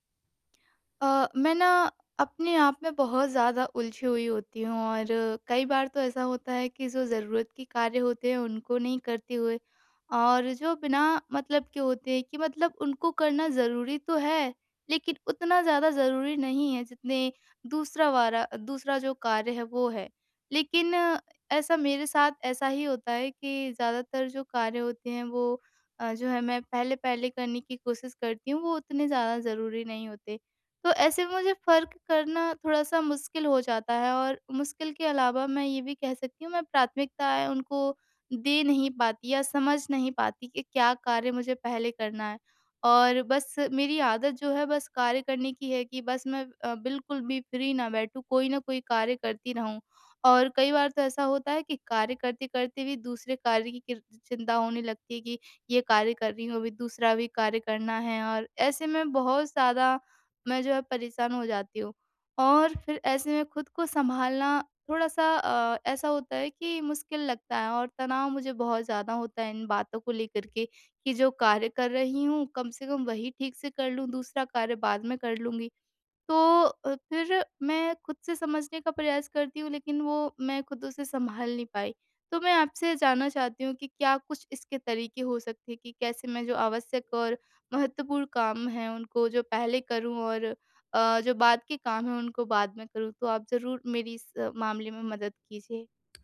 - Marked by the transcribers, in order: in English: "फ्री"
- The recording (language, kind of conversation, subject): Hindi, advice, मैं अत्यावश्यक और महत्वपूर्ण कामों को समय बचाते हुए प्राथमिकता कैसे दूँ?